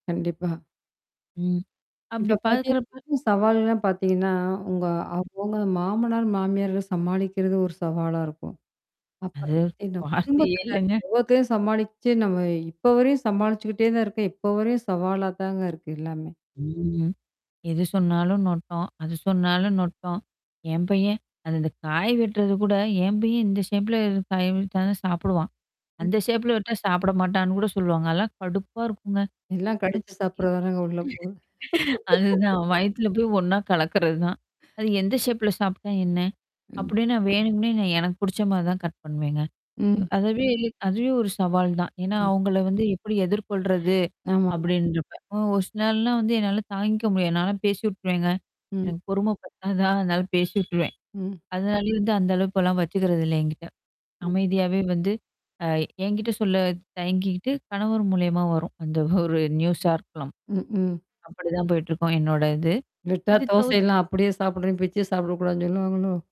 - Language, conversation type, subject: Tamil, podcast, வாழ்க்கையில் வரும் கடுமையான சவால்களை நீங்கள் எப்படி சமாளித்து கடக்கிறீர்கள்?
- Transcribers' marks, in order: distorted speech; static; laughing while speaking: "வார்த்தையே இல்லங்க"; drawn out: "ம்"; in English: "ஷேப்ல"; in English: "ஷேப்ல"; unintelligible speech; unintelligible speech; laugh; laugh; in English: "ஷேப்ல"; in English: "கட்"; other background noise; horn; laughing while speaking: "ஒரு"